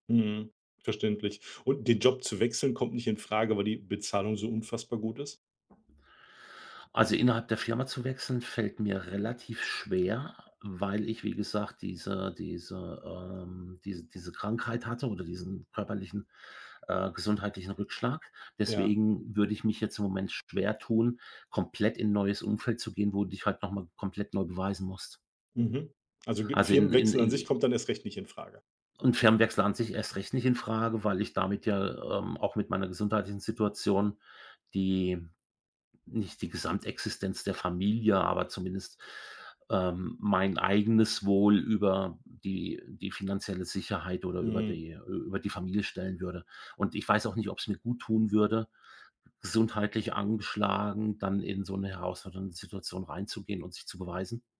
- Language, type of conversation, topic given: German, advice, Warum fühlt sich mein Job trotz guter Bezahlung sinnlos an?
- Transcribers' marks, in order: none